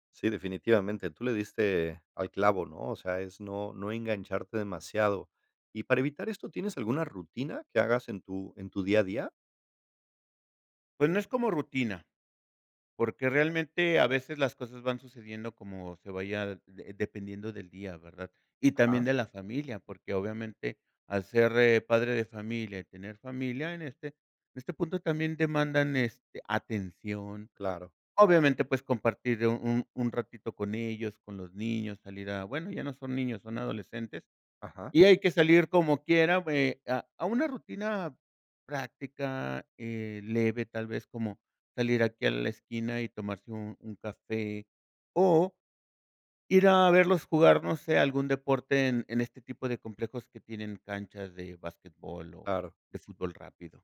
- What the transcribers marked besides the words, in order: none
- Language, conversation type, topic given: Spanish, podcast, ¿Qué haces cuando te sientes saturado por las redes sociales?
- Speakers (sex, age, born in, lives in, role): male, 35-39, Mexico, Poland, host; male, 55-59, Mexico, Mexico, guest